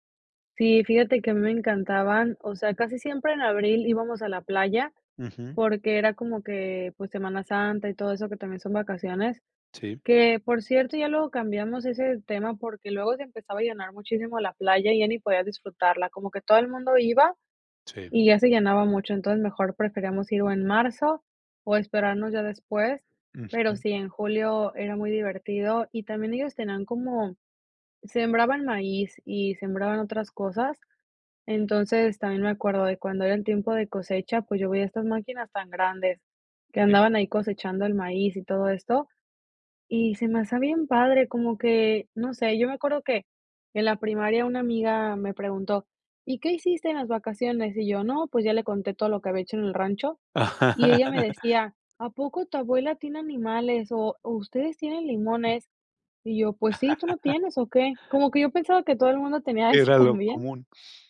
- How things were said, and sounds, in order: laugh; tapping; laugh
- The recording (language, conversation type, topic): Spanish, podcast, ¿Tienes alguna anécdota de viaje que todo el mundo recuerde?